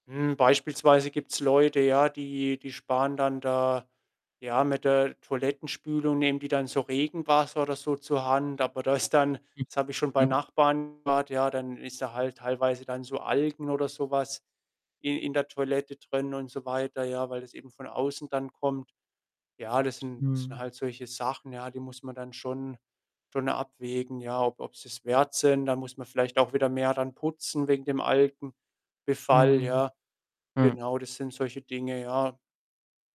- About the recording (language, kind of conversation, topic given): German, podcast, Welche Routinen hast du zu Hause, um Energie zu sparen?
- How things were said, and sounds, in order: static; laughing while speaking: "ist dann"; distorted speech; other background noise